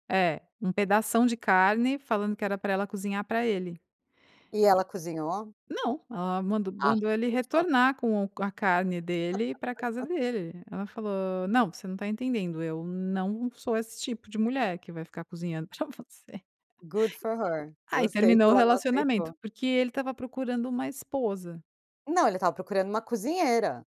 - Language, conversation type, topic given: Portuguese, podcast, Como a solidão costuma se manifestar no dia a dia das pessoas?
- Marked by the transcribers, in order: other noise; laugh; in English: "Good for her"; laugh